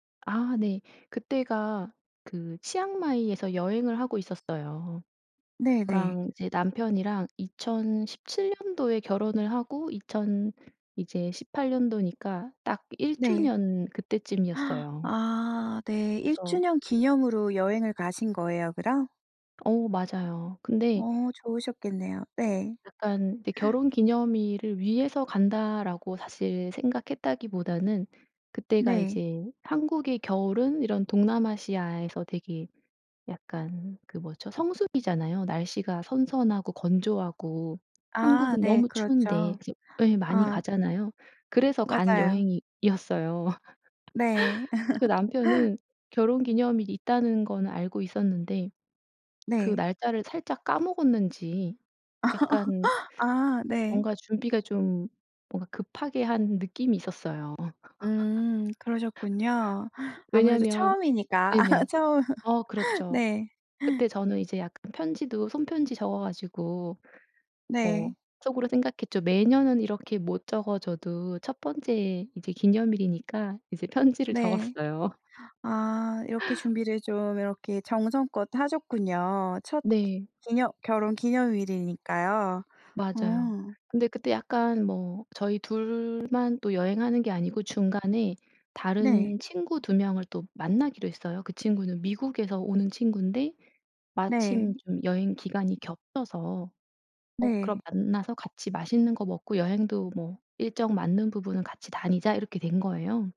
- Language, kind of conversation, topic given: Korean, podcast, 가장 기억에 남는 맛있는 식사는 무엇이었나요?
- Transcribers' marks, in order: other background noise; gasp; gasp; gasp; laugh; laugh; laugh; laughing while speaking: "아 처음"; laughing while speaking: "적었어요"